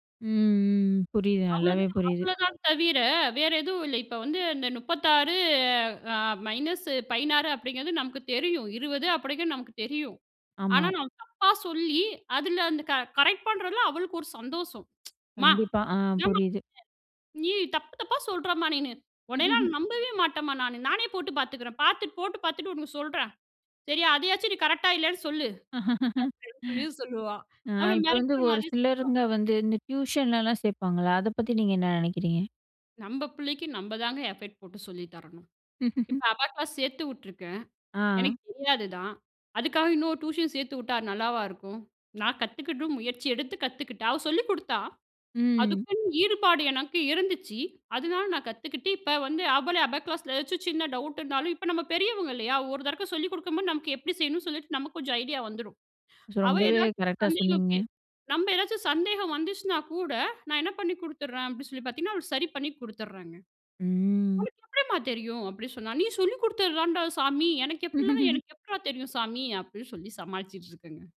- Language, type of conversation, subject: Tamil, podcast, பிள்ளைகளின் வீட்டுப்பாடத்தைச் செய்ய உதவும்போது நீங்கள் எந்த அணுகுமுறையைப் பின்பற்றுகிறீர்கள்?
- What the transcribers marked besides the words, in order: tsk; laugh; laugh; in English: "எஃபெக்ட்"; "எஃபர்ட்" said as "எஃபெக்ட்"; other background noise; laugh